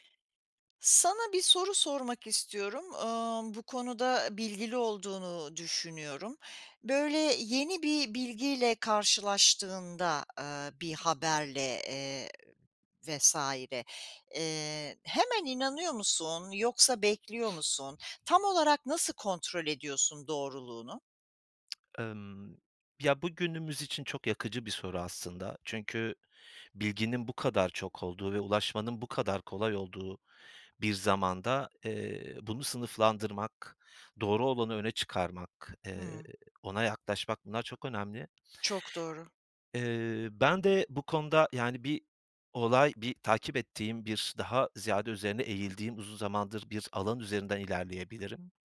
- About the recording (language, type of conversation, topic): Turkish, podcast, Bilgiye ulaşırken güvenilir kaynakları nasıl seçiyorsun?
- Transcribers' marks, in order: other background noise; tsk